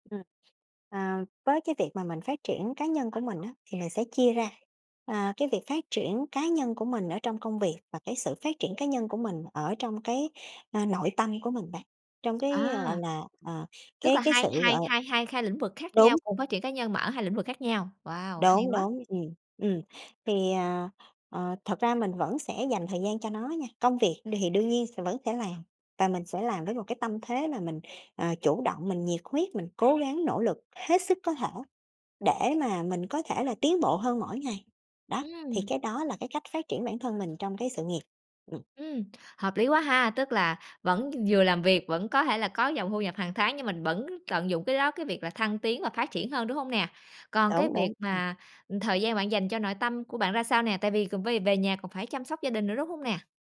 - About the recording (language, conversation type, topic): Vietnamese, podcast, Bạn làm thế nào để cân bằng giữa gia đình và sự phát triển cá nhân?
- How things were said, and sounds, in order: tapping; other background noise; "vẫn" said as "bẫn"